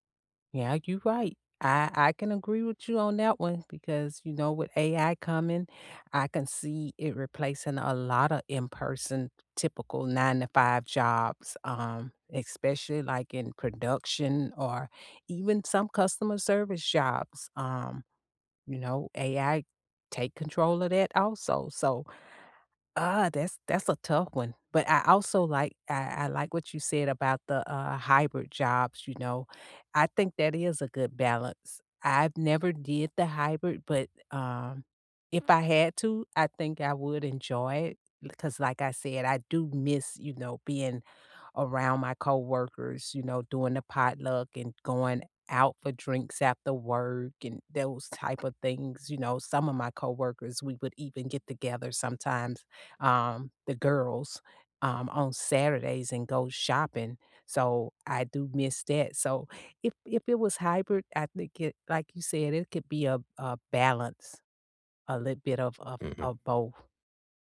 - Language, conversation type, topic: English, unstructured, What do you think about remote work becoming so common?
- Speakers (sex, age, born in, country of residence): female, 55-59, United States, United States; male, 20-24, United States, United States
- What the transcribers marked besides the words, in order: other background noise